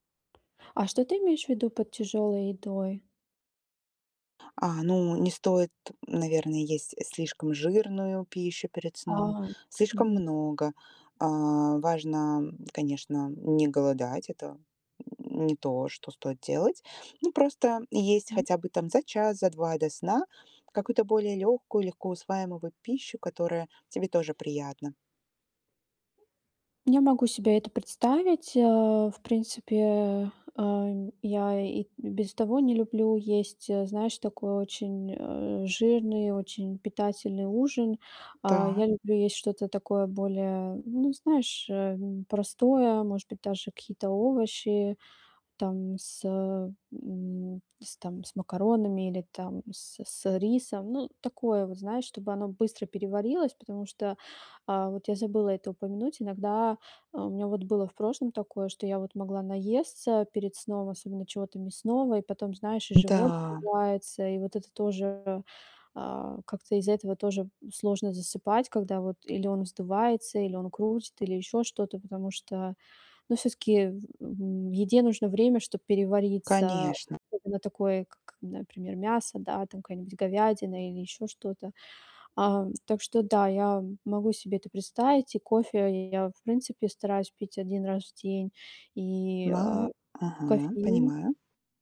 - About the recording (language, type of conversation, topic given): Russian, advice, Как уменьшить утреннюю усталость и чувствовать себя бодрее по утрам?
- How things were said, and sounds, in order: tapping; other background noise